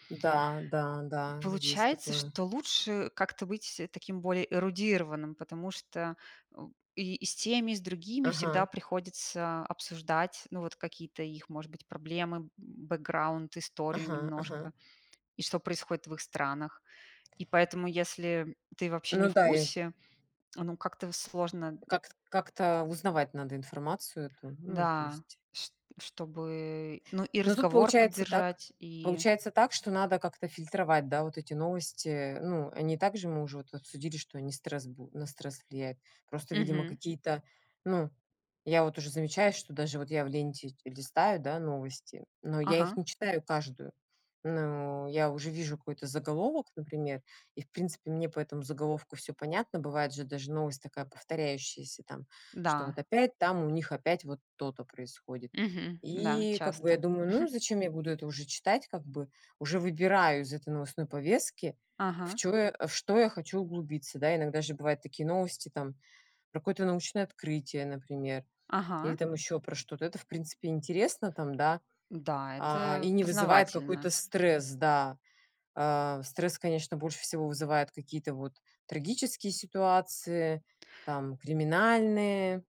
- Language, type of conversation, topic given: Russian, unstructured, Почему важно оставаться в курсе событий мира?
- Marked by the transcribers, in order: none